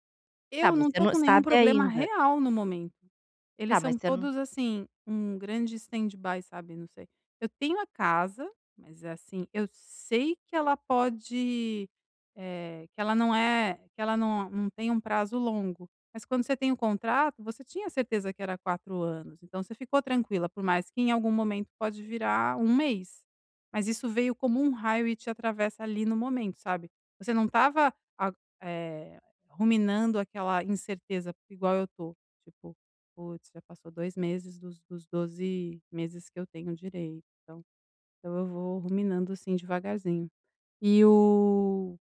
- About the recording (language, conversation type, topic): Portuguese, advice, Como posso lidar melhor com a incerteza no dia a dia?
- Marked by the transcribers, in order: in English: "stand-by"; tapping; drawn out: "o"